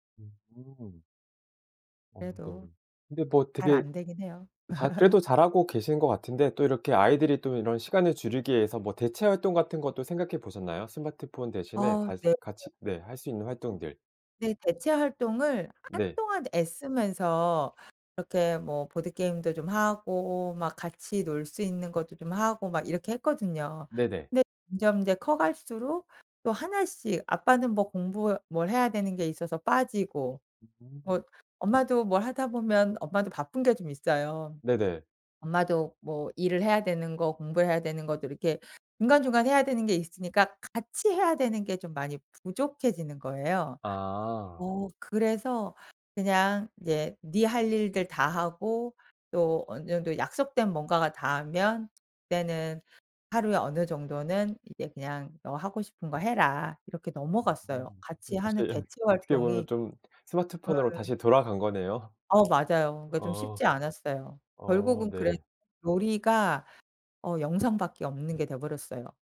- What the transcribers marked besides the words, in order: laugh; unintelligible speech; other background noise; laughing while speaking: "다시"; tapping
- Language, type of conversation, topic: Korean, podcast, 아이들의 화면 시간을 어떻게 관리하시나요?